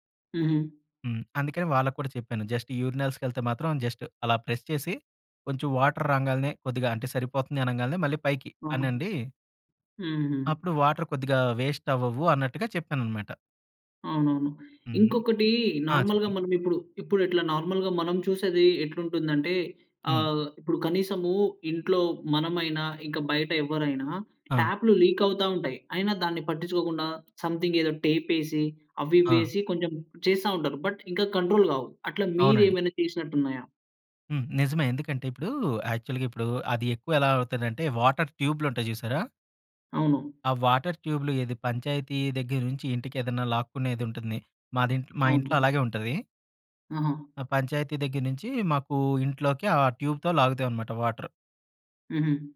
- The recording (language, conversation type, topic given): Telugu, podcast, ఇంట్లో నీటిని ఆదా చేసి వాడడానికి ఏ చిట్కాలు పాటించాలి?
- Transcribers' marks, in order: in English: "జస్ట్, యూరినల్స్‌కి"; in English: "జస్ట్"; in English: "ప్రెస్"; in English: "వాటర్"; in English: "వాటర్"; in English: "వేస్ట్"; in English: "నార్మల్‌గా"; in English: "నార్మల్‌గా"; in English: "సంథింగ్"; in English: "బట్"; in English: "కంట్రోల్"; in English: "యాక్చువల్‌గా"; in English: "వాటర్"; other background noise; in English: "ట్యూబ్‌తో"; in English: "వాటర్"